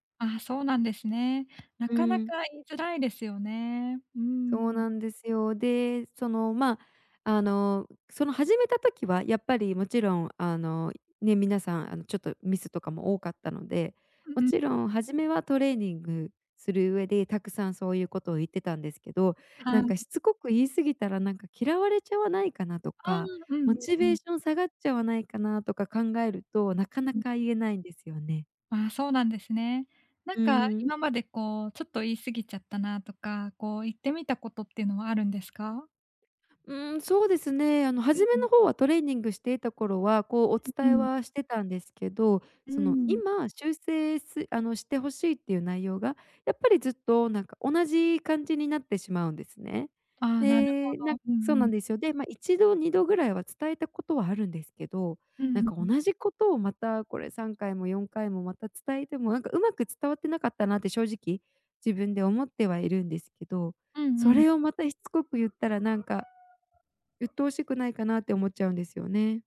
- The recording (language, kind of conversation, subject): Japanese, advice, 相手の反応が怖くて建設的なフィードバックを伝えられないとき、どうすればよいですか？
- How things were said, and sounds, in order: other background noise; tapping